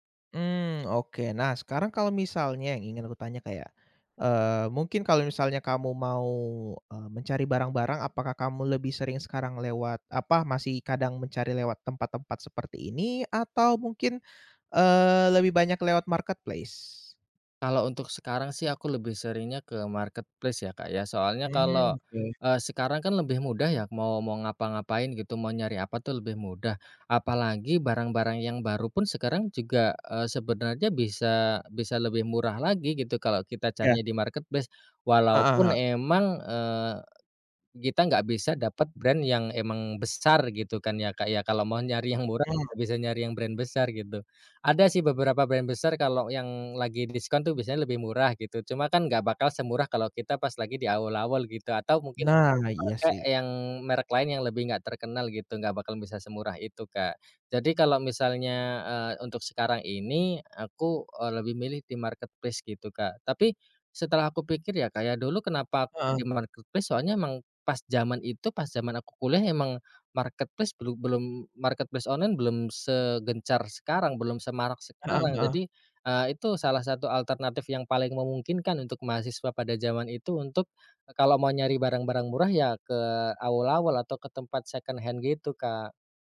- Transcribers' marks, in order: in English: "marketplace?"; in English: "marketplace"; in English: "marketplace"; in English: "brand"; in English: "brand"; in English: "brand"; in English: "marketplace"; in English: "marketplace?"; in English: "marketplace"; in English: "marketplace"; in English: "secondhand"
- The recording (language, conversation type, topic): Indonesian, podcast, Apa kamu pernah membeli atau memakai barang bekas, dan bagaimana pengalamanmu saat berbelanja barang bekas?